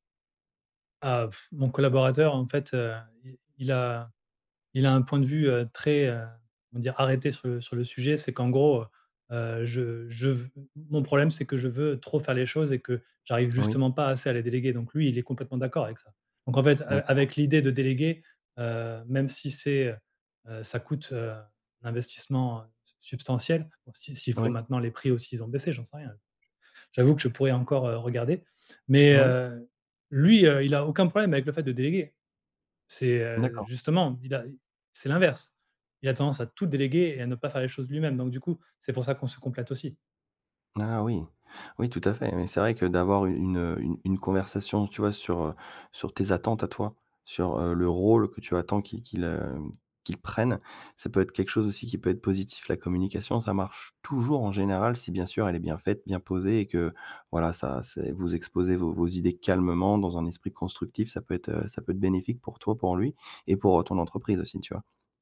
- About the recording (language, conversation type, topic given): French, advice, Comment surmonter mon hésitation à déléguer des responsabilités clés par manque de confiance ?
- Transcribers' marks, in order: scoff; stressed: "toujours"